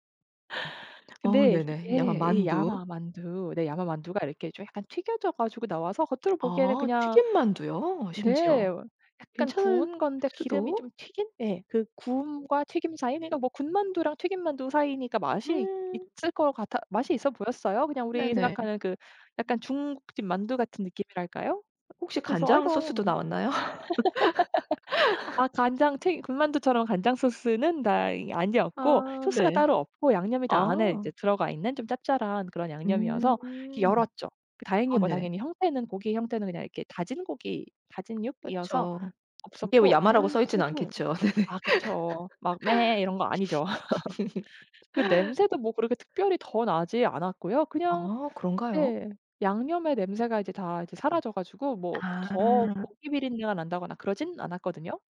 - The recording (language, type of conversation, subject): Korean, podcast, 여행지에서 먹어본 인상적인 음식은 무엇인가요?
- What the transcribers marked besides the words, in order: other background noise; laughing while speaking: "나왔나요?"; laugh; other noise; laugh; laughing while speaking: "네네"; laugh; tapping